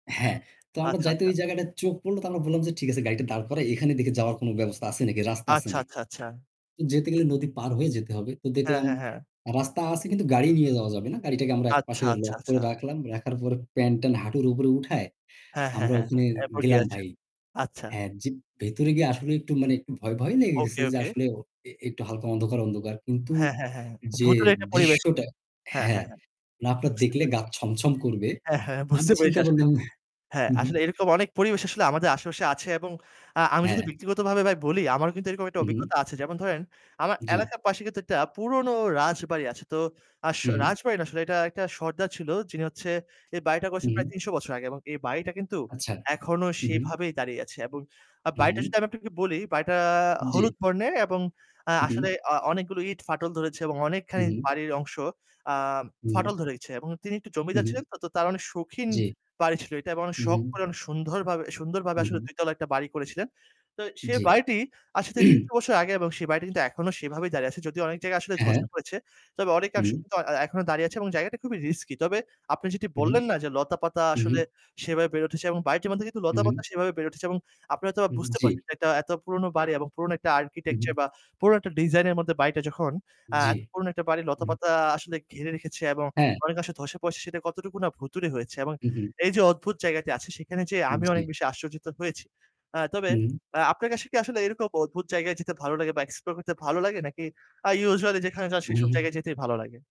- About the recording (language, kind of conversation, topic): Bengali, unstructured, আপনি সবচেয়ে মজার বা অদ্ভুত কোন জায়গায় গিয়েছেন?
- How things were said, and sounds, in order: distorted speech; other background noise; drawn out: "বাড়িটা"; throat clearing